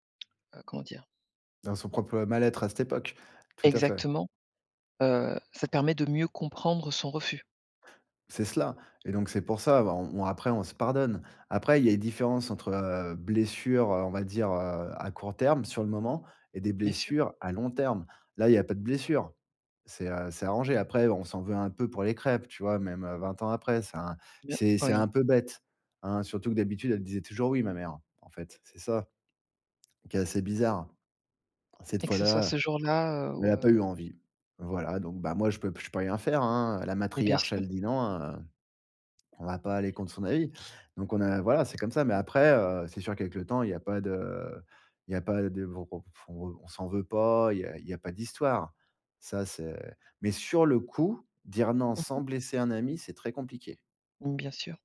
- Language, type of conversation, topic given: French, podcast, Comment dire non à un ami sans le blesser ?
- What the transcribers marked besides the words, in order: tapping; other background noise; unintelligible speech; stressed: "sur le coup"